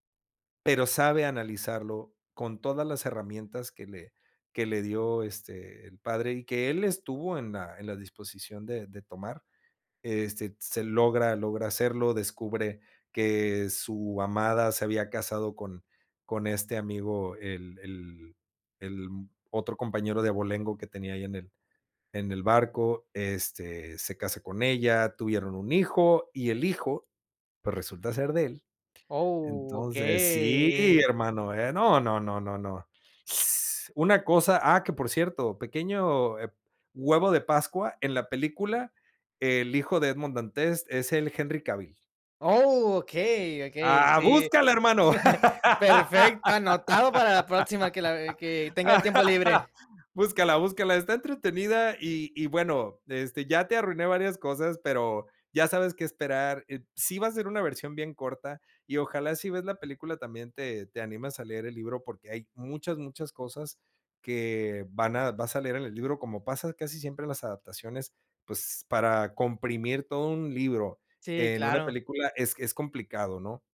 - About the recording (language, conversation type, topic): Spanish, podcast, ¿Qué hace que un personaje sea memorable?
- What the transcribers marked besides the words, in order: drawn out: "Oh, okey"; laugh